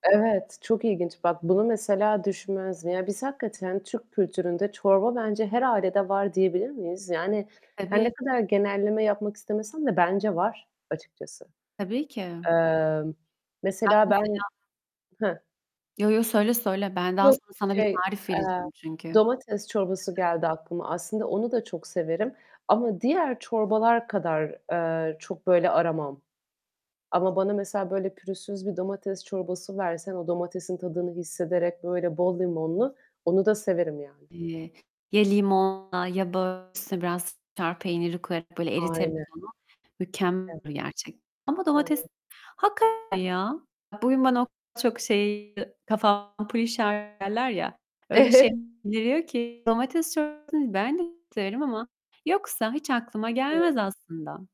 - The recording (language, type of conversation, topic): Turkish, unstructured, En sevdiğiniz çorba hangisi ve neden?
- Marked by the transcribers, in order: distorted speech; tapping; other background noise; unintelligible speech; unintelligible speech; unintelligible speech; chuckle